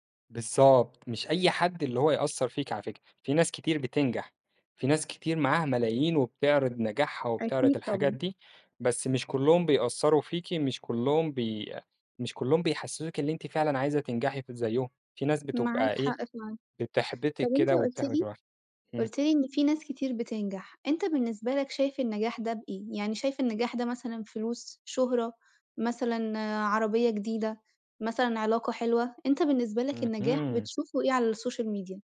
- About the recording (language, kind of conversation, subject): Arabic, podcast, شو تأثير السوشال ميديا على فكرتك عن النجاح؟
- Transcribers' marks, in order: in English: "الsocial media؟"